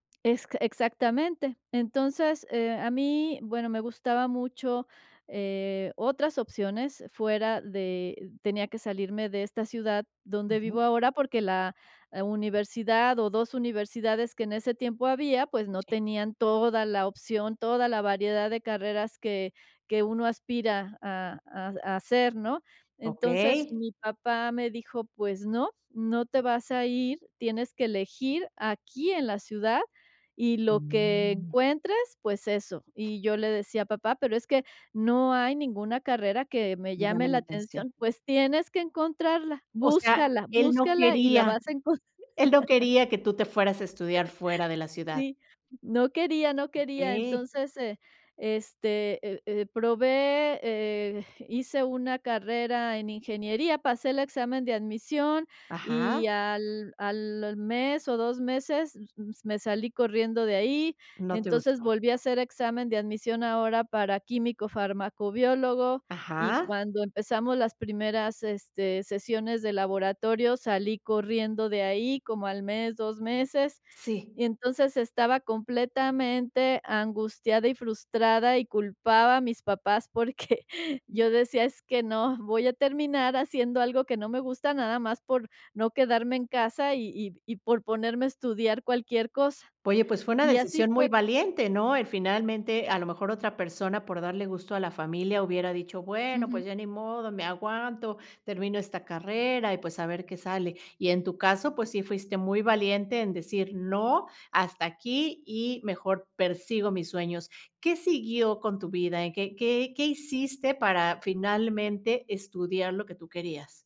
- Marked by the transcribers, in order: tapping; other background noise; chuckle; chuckle
- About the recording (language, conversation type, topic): Spanish, podcast, ¿Qué plan salió mal y terminó cambiándote la vida?